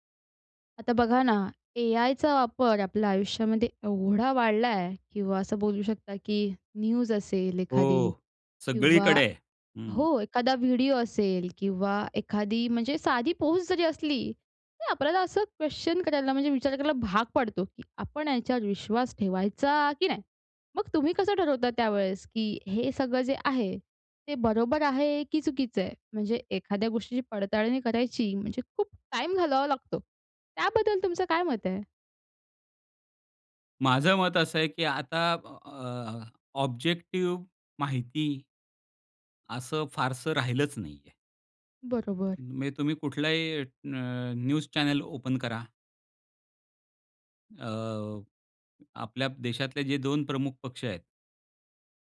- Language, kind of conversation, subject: Marathi, podcast, निवडून सादर केलेल्या माहितीस आपण विश्वासार्ह कसे मानतो?
- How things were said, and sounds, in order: in English: "न्यूज"; in English: "क्वेश्चन"; anticipating: "ठेवायचा की नाही?"; in English: "ऑब्जेक्टिव्ह"; in English: "न्यूज चॅनेल"